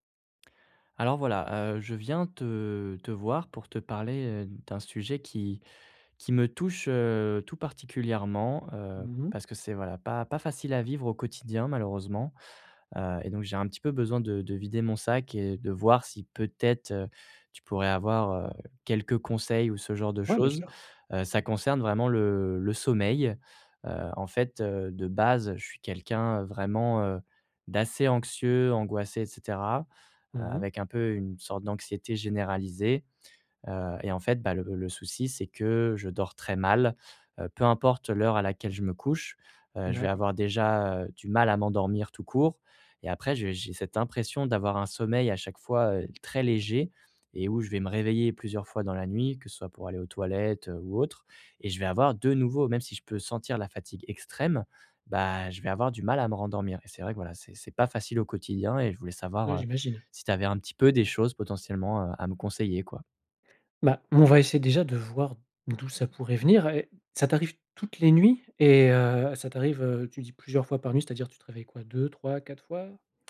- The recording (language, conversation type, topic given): French, advice, Pourquoi est-ce que je me réveille plusieurs fois par nuit et j’ai du mal à me rendormir ?
- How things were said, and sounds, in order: tapping